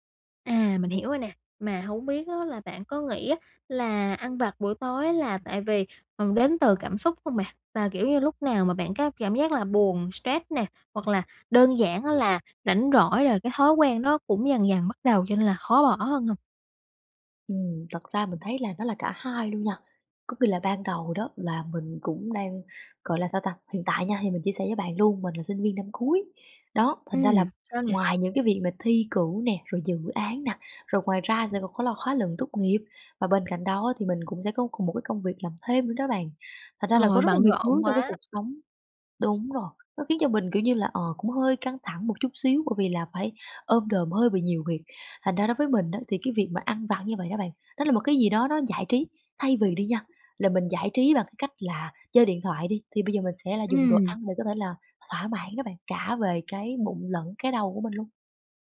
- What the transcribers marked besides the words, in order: other background noise; tapping
- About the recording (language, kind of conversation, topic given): Vietnamese, advice, Vì sao bạn khó bỏ thói quen ăn vặt vào buổi tối?